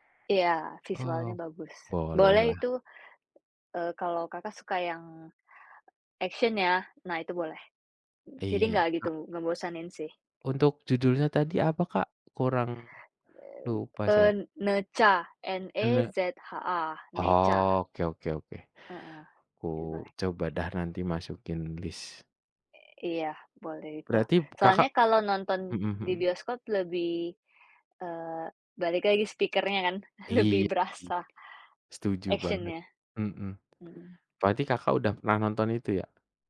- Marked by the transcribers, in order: drawn out: "Oke"; in English: "speaker-nya"; chuckle; other background noise
- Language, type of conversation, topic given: Indonesian, unstructured, Apakah Anda lebih suka menonton film di bioskop atau di rumah?